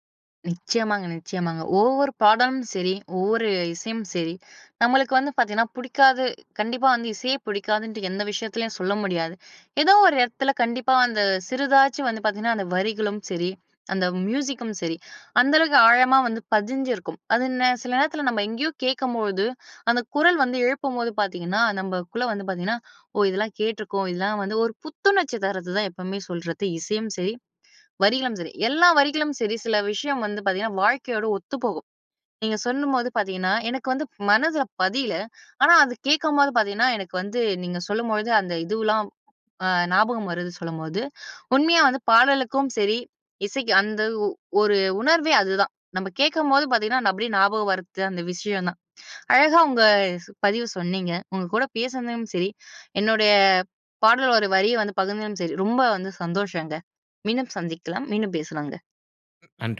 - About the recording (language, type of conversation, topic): Tamil, podcast, பாடல் வரிகள் உங்கள் நெஞ்சை எப்படித் தொடுகின்றன?
- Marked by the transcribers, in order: none